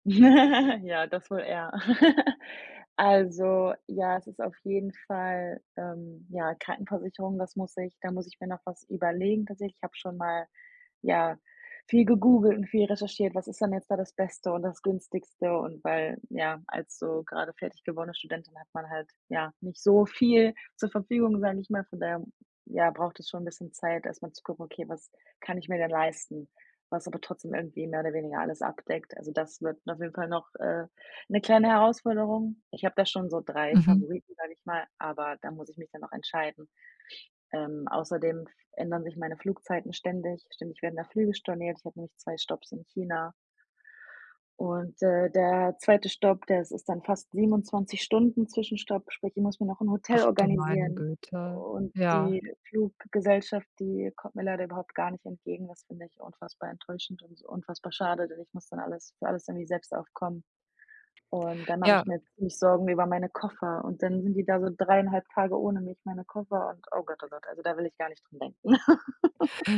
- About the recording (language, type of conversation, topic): German, advice, Wie kann ich den starken Stress durch den Organisationsaufwand beim Umzug reduzieren?
- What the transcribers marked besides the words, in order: laugh; laugh